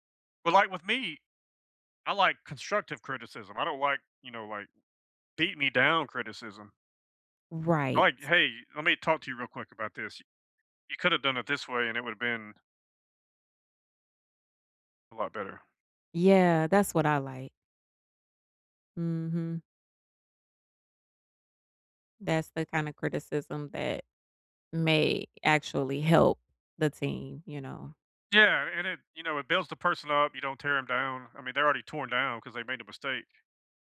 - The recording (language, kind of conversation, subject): English, unstructured, How do you balance being a supportive fan and a critical observer when your team is struggling?
- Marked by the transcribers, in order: none